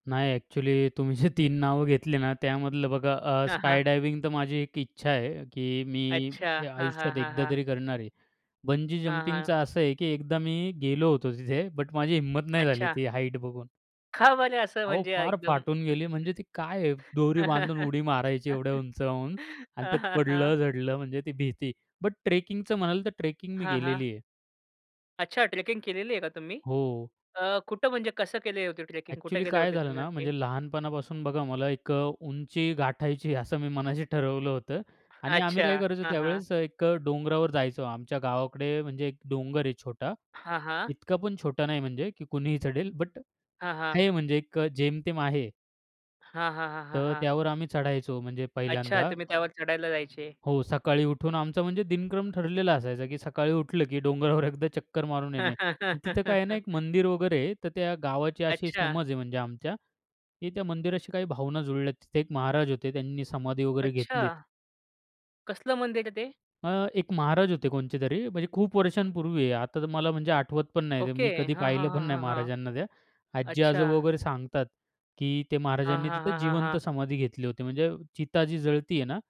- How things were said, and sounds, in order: chuckle; chuckle; other background noise; laugh; in English: "ट्रेकिंगचं"; in English: "ट्रेकिंग"; in English: "ट्रेकिंग"; tapping; laugh
- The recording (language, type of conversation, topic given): Marathi, podcast, साहसी छंद—उदा. ट्रेकिंग—तुम्हाला का आकर्षित करतात?